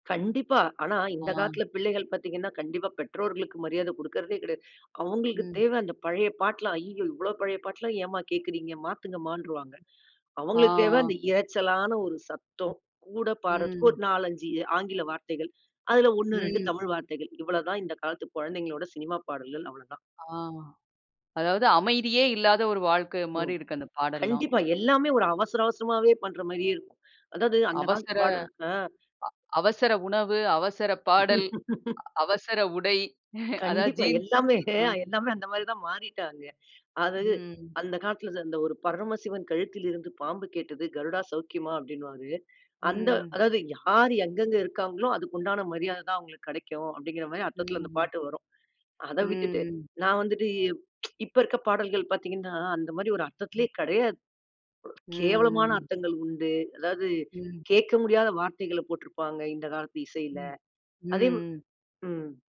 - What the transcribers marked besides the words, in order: other noise; tapping; laugh; laughing while speaking: "அதாவது ஜீன்ஸ்"; tsk; other background noise
- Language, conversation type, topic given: Tamil, podcast, பழைய இசைக்கு மீண்டும் திரும்ப வேண்டும் என்ற விருப்பம்